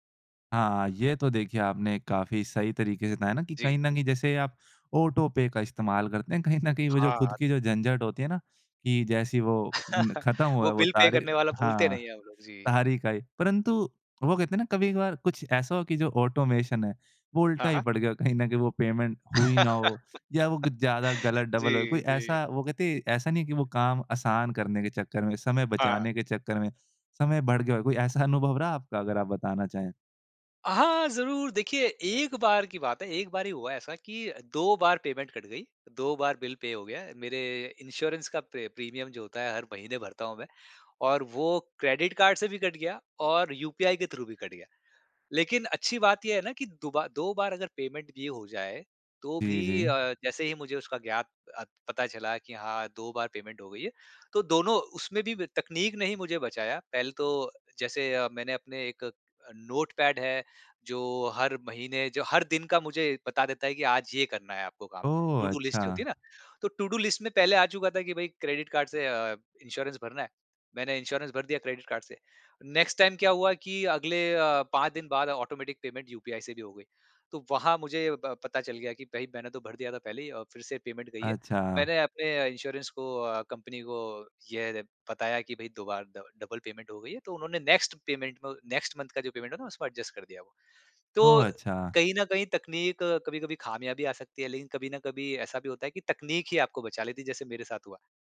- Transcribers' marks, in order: in English: "ऑटो पे"; laughing while speaking: "न कहीं"; sniff; laugh; in English: "पे"; in English: "ऑटोमेशन"; in English: "पेमेंट"; laugh; in English: "डबल"; in English: "पेमेंट"; in English: "पे"; in English: "इंश्योरेंस"; in English: "प्रीमियम"; in English: "थ्रू"; in English: "पेमेंट"; in English: "पेमेंट"; in English: "नोटपैड"; in English: "टू डू लिस्ट"; in English: "टू डू लिस्ट"; in English: "इंश्योरेंस"; in English: "इंश्योरेंस"; in English: "नेक्स्ट टाइम"; in English: "ऑटोमैटिक पेमेंट"; in English: "पेमेंट"; in English: "इंश्योरेंस"; in English: "डब डबल पेमेंट"; in English: "नेक्स्ट पेमेंट"; in English: "नेक्स्ट मंथ"; in English: "पेमेंट"; in English: "एडजस्ट"
- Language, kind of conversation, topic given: Hindi, podcast, टेक्नोलॉजी उपकरणों की मदद से समय बचाने के आपके आम तरीके क्या हैं?